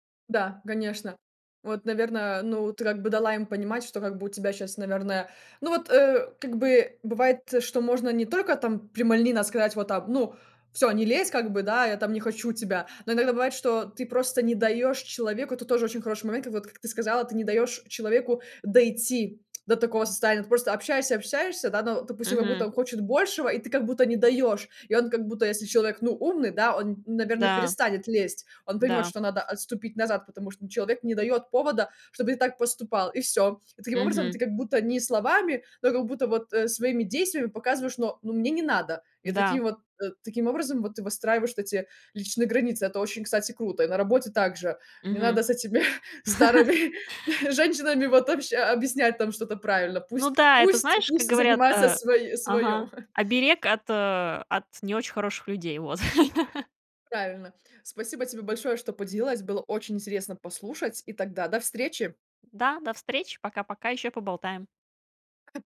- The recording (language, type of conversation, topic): Russian, podcast, Как вы выстраиваете личные границы в отношениях?
- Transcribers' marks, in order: lip smack; laugh; chuckle; laughing while speaking: "старыми женщинами"; chuckle; chuckle; other background noise